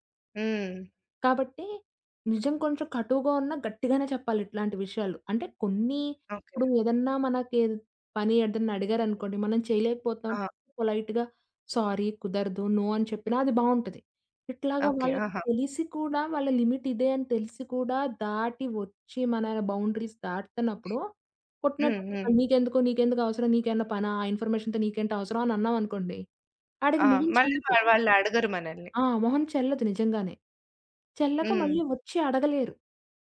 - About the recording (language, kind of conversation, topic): Telugu, podcast, ఎవరైనా మీ వ్యక్తిగత సరిహద్దులు దాటితే, మీరు మొదట ఏమి చేస్తారు?
- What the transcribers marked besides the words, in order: in English: "పొలైట్‌గా సారీ"; in English: "నో"; in English: "లిమిట్"; in English: "బౌండరీస్"; other background noise; in English: "ఇన్ఫర్మేషన్‌తో"